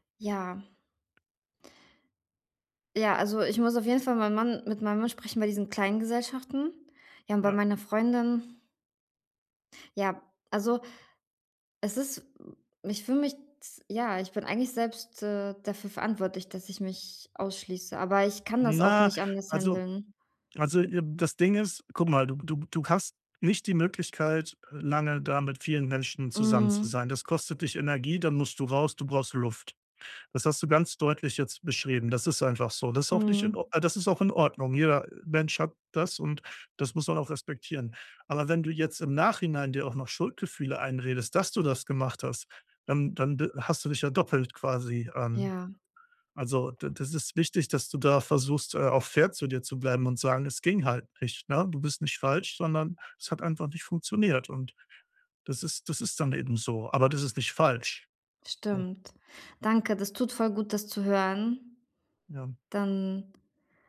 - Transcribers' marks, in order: tapping; other background noise; in English: "handeln"; unintelligible speech
- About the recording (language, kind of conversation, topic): German, advice, Warum fühle ich mich bei Feiern mit Freunden oft ausgeschlossen?
- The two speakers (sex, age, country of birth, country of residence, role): female, 35-39, Russia, Germany, user; male, 35-39, Germany, Germany, advisor